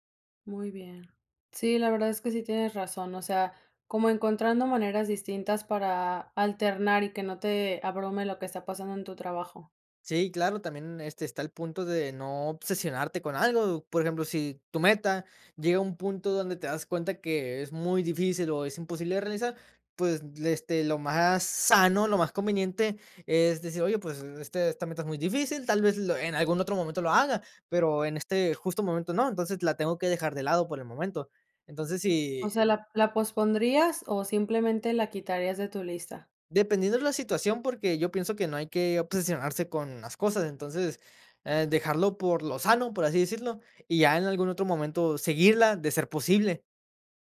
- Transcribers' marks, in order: other background noise
- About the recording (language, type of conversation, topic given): Spanish, podcast, ¿Qué hábitos diarios alimentan tu ambición?